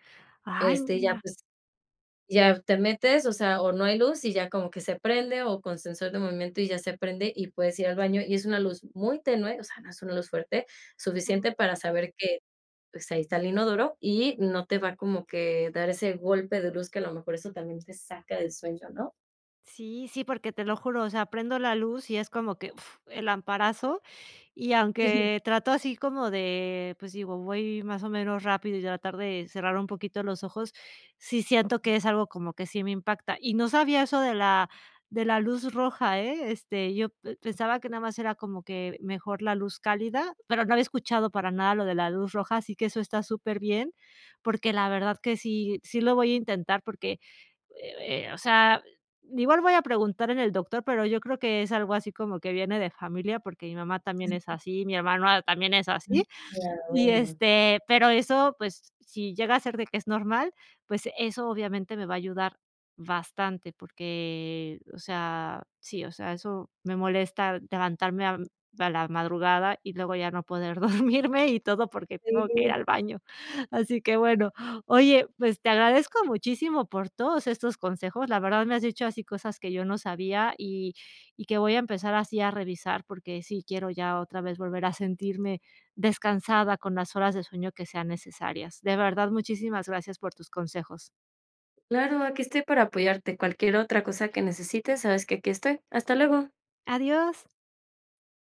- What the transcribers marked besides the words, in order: laughing while speaking: "Sí"; laughing while speaking: "dormirme"
- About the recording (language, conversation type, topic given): Spanish, advice, ¿Por qué me despierto cansado aunque duermo muchas horas?